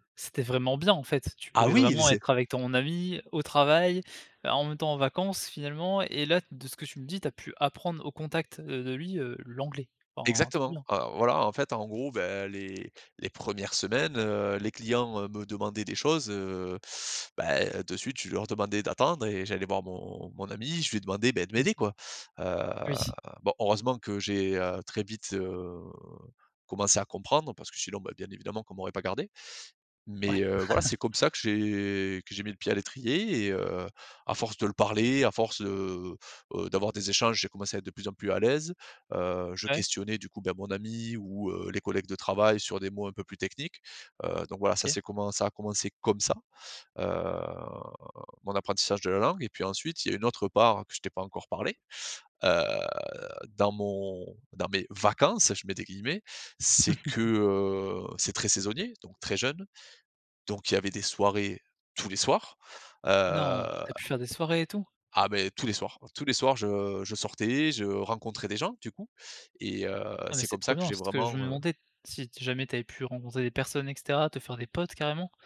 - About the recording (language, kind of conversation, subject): French, podcast, Quel est ton meilleur souvenir de voyage ?
- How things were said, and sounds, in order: stressed: "bien"; anticipating: "Ah oui"; tapping; laugh; other background noise; drawn out: "Heu"; chuckle; stressed: "tous"; surprised: "Non !"; stressed: "potes"